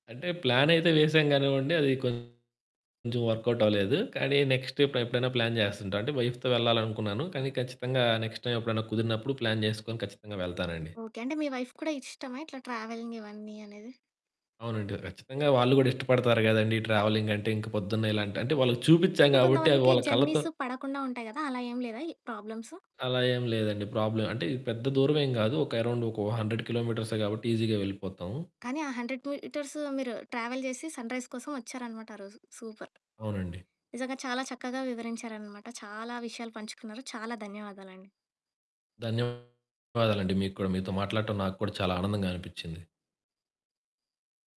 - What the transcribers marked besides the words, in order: distorted speech; in English: "నెక్స్ట్"; in English: "ప్లాన్"; in English: "వైఫ్‌తో"; in English: "నెక్స్ట్"; in English: "ప్లాన్"; static; in English: "వైఫ్‌కి"; in English: "ట్రావెలిగ్"; other background noise; in English: "ప్రాబ్లమ్"; in English: "హండ్రెడ్"; in English: "ఈజీగా"; in English: "హండ్రెడ్ మీటర్స్"; in English: "ట్రావెల్"; in English: "సన్‌రైజ్"; in English: "సూపర్"; tapping
- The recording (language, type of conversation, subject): Telugu, podcast, ఏదైనా ఒక్క ఉదయం లేదా సూర్యోదయం మీ జీవితాన్ని మార్చిందా?